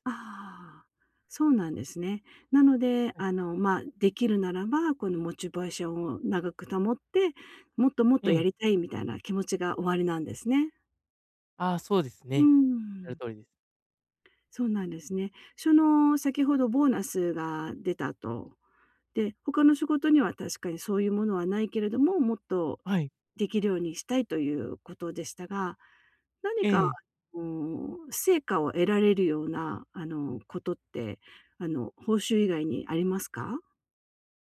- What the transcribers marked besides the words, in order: "モチベーション" said as "モチバイション"
- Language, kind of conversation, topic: Japanese, advice, 長くモチベーションを保ち、成功や進歩を記録し続けるにはどうすればよいですか？